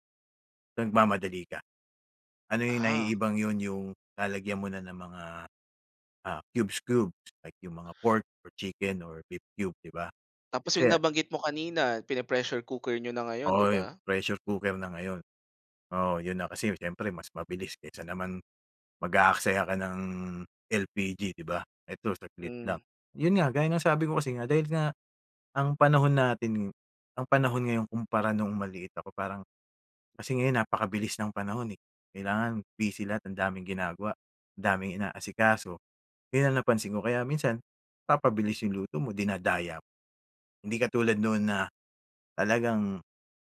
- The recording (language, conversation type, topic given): Filipino, podcast, Anong tradisyonal na pagkain ang may pinakamatingkad na alaala para sa iyo?
- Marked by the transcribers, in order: other background noise; "dinadaya" said as "dinadayap"